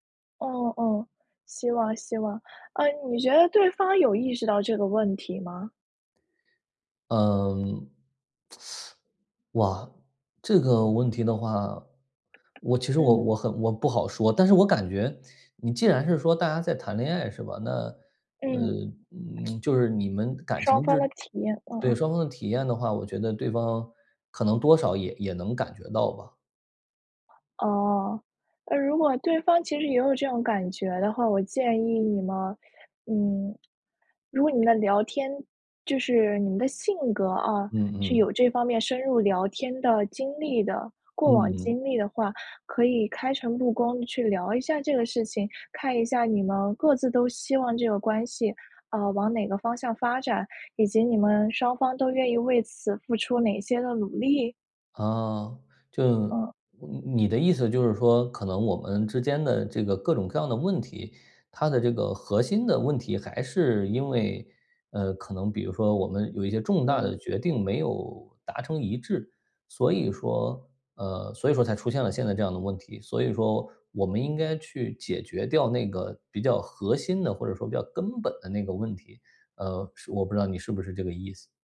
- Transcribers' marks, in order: tapping; tsk; teeth sucking; other background noise
- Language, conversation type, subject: Chinese, advice, 当你感觉伴侣渐行渐远、亲密感逐渐消失时，你该如何应对？